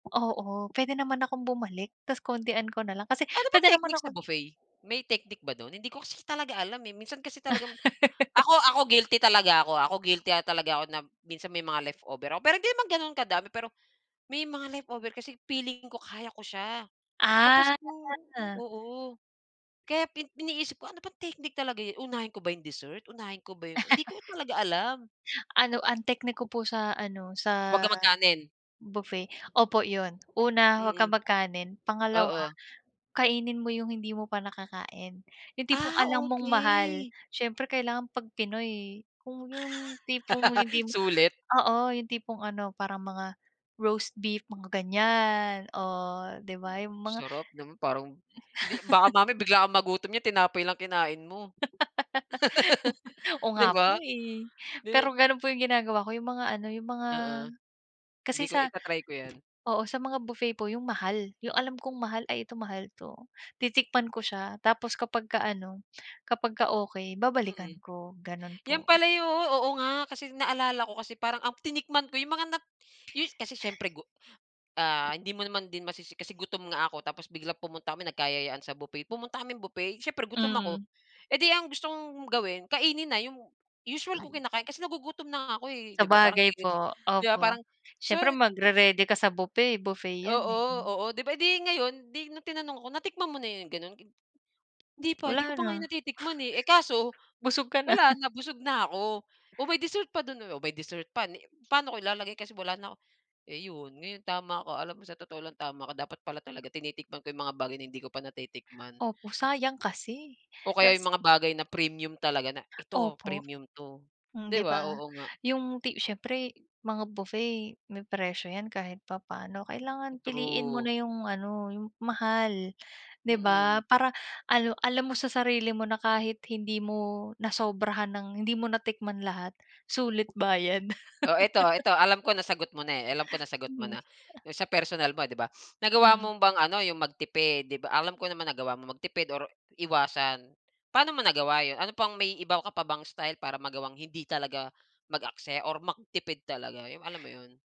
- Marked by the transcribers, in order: other background noise; laugh; drawn out: "Ah"; chuckle; chuckle; chuckle; laugh; chuckle; chuckle; tapping; laugh
- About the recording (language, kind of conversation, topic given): Filipino, unstructured, Ano ang masasabi mo sa mga taong nag-aaksaya ng pagkain?